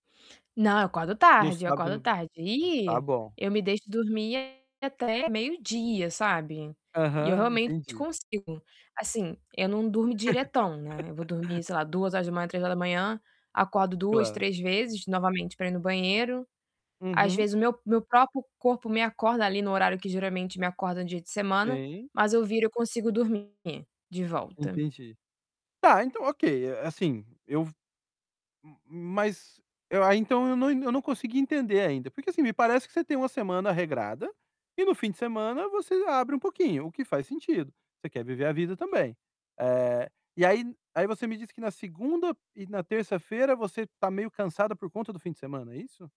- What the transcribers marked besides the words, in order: distorted speech; laugh; tapping
- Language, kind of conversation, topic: Portuguese, advice, Como posso manter bons hábitos de sono durante viagens e nos fins de semana?